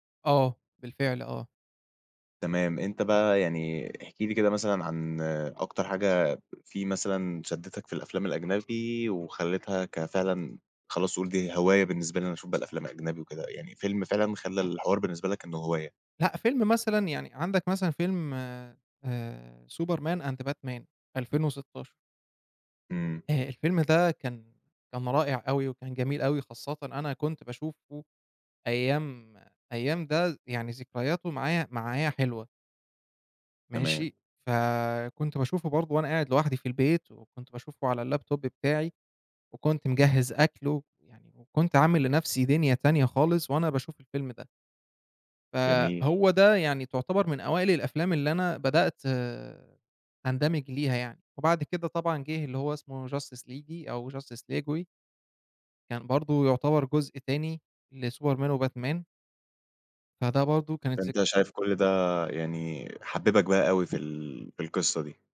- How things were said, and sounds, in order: tapping; in English: "Superman and Batman"; in English: "الlaptop"; in English: "Justice League"; in English: "Justice League Way"; in English: "لSuperman وBatman"
- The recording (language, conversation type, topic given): Arabic, podcast, احكيلي عن هوايتك المفضلة وإزاي بدأت فيها؟